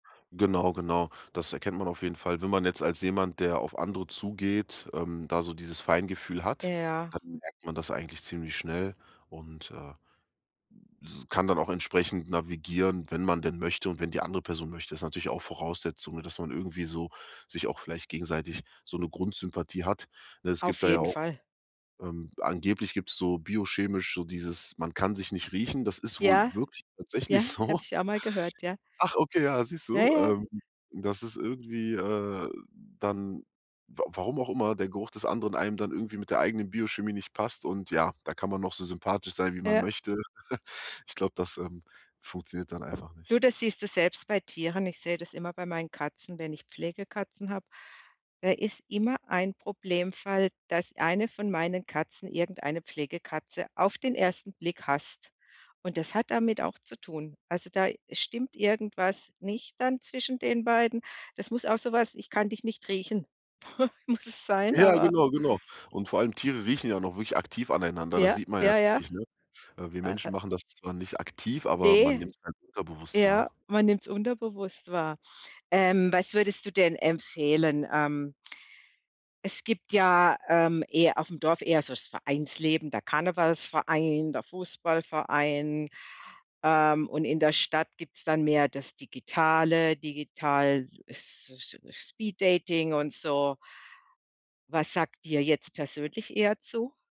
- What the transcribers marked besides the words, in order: chuckle; other background noise; snort
- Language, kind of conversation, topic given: German, podcast, Was wäre ein kleiner erster Schritt, um neue Leute kennenzulernen?